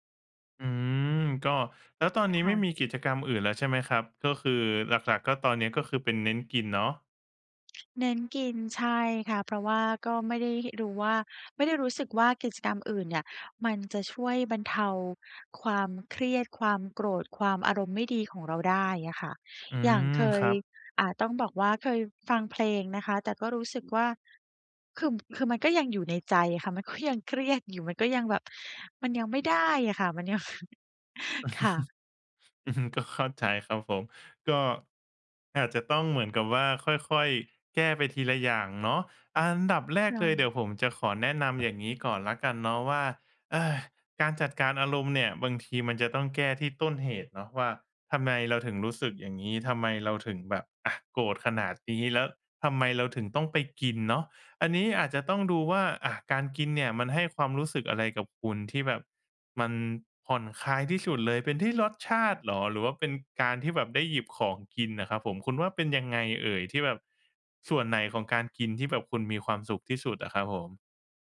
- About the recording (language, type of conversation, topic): Thai, advice, จะรับมือกับความหิวและความอยากกินที่เกิดจากความเครียดได้อย่างไร?
- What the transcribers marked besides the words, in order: other background noise; laughing while speaking: "มันก็ยังเครียดอยู่"; laughing while speaking: "มันยัง"; giggle; laughing while speaking: "อื้อฮือ"; laugh; sigh